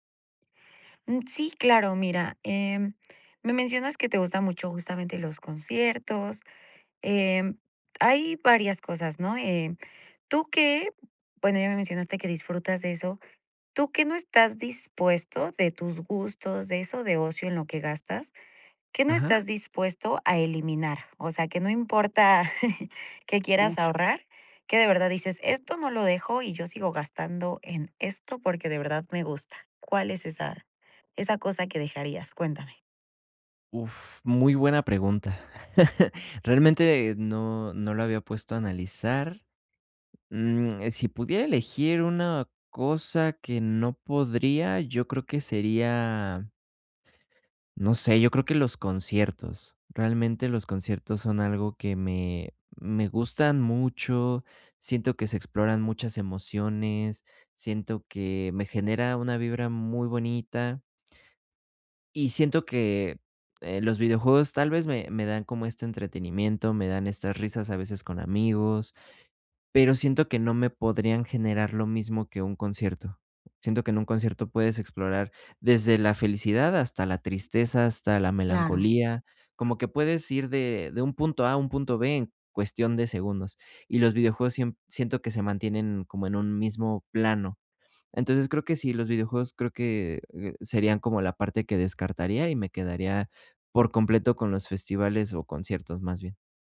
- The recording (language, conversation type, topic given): Spanish, advice, ¿Cómo puedo equilibrar el ahorro y mi bienestar sin sentir que me privo de lo que me hace feliz?
- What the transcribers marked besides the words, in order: chuckle; chuckle; tapping; other background noise